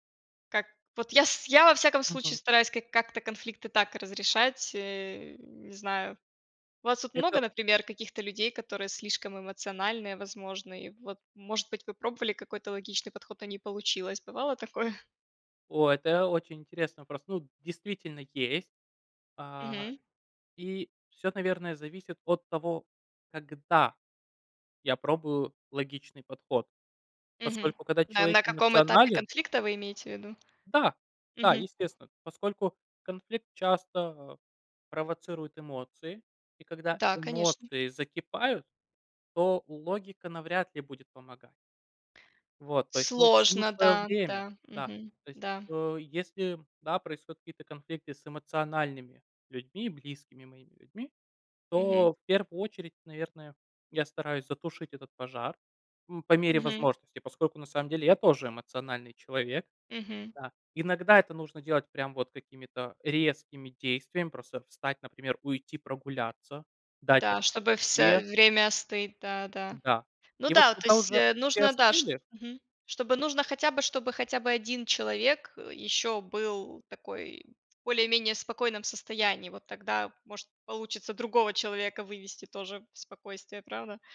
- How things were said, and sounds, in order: other background noise; tapping; "всё" said as "всэ"
- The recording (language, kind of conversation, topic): Russian, unstructured, Почему, по вашему мнению, иногда бывает трудно прощать близких людей?